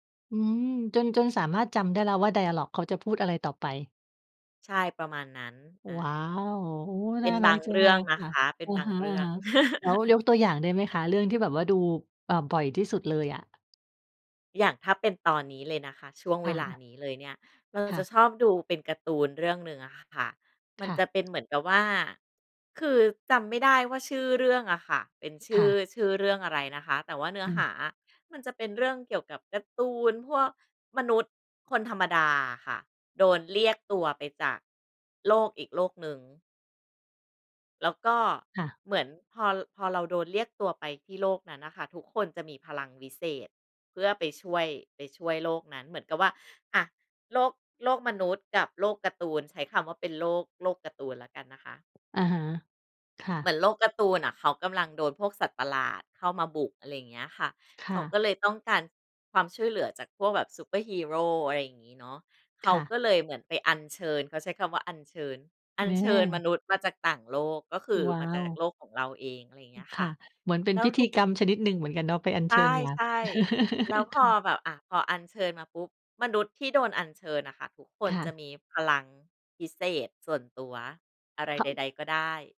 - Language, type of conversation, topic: Thai, podcast, ทำไมคนเราถึงมักอยากกลับไปดูซีรีส์เรื่องเดิมๆ ซ้ำๆ เวลาเครียด?
- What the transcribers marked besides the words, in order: in English: "ไดอะลอก"; laugh; laugh